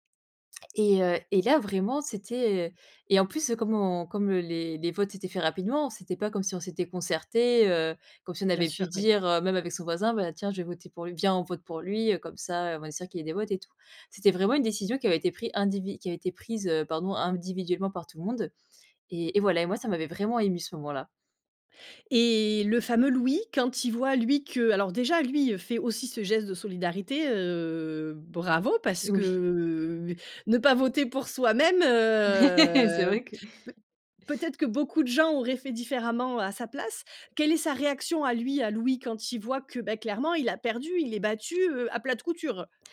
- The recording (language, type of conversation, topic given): French, podcast, As-tu déjà vécu un moment de solidarité qui t’a profondément ému ?
- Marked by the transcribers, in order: other background noise; drawn out: "Et"; drawn out: "heu"; drawn out: "que"; drawn out: "heu"; laugh